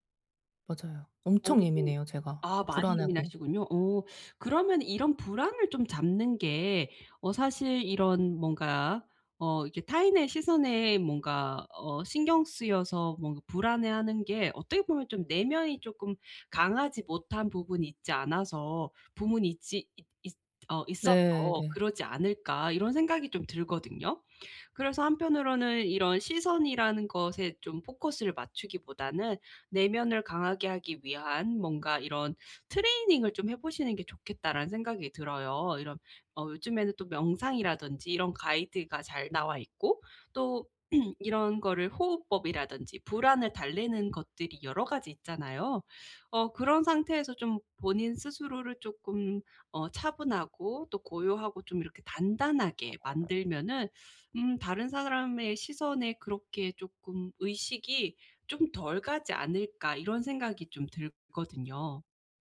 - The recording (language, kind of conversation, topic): Korean, advice, 다른 사람의 시선에 흔들리지 않고 제 모습을 지키려면 어떻게 해야 하나요?
- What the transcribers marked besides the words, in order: throat clearing; other background noise